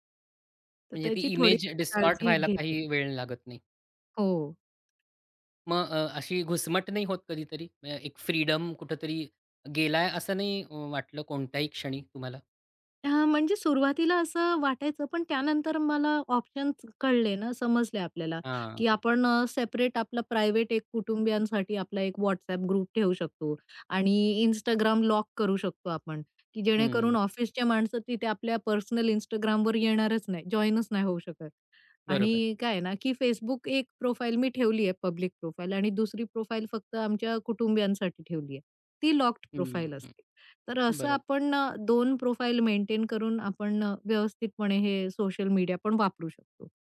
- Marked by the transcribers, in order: in English: "डिस्टॉर्ट"; unintelligible speech; other background noise; tapping; in English: "प्रायव्हेट"; in English: "ग्रुप"; in English: "प्रोफाइल"; in English: "पब्लिक प्रोफाइल"; in English: "प्रोफाइल"; in English: "प्रोफाइल"; in English: "प्रोफाइल"
- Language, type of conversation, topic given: Marathi, podcast, घरी आणि बाहेर वेगळी ओळख असल्यास ती तुम्ही कशी सांभाळता?